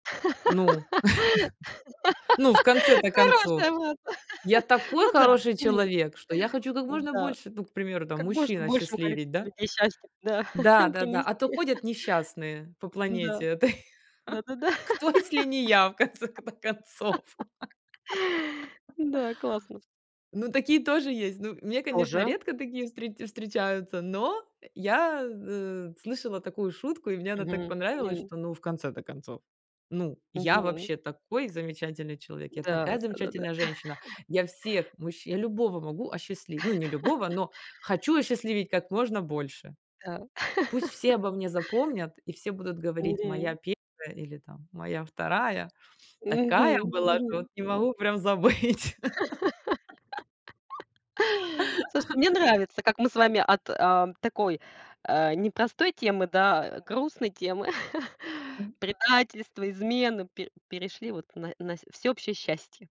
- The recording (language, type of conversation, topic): Russian, unstructured, Что делать, если вас предали и вы потеряли доверие?
- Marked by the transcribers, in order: tapping; laugh; laughing while speaking: "Хорошая была, да"; chuckle; other background noise; laughing while speaking: "да, принести"; laughing while speaking: "да-да-да"; chuckle; laughing while speaking: "Кто, если не я, в конце-то концов?"; laugh; laugh; laughing while speaking: "Тоже"; laugh; laugh; laugh; laugh; laughing while speaking: "забыть"; laugh; laugh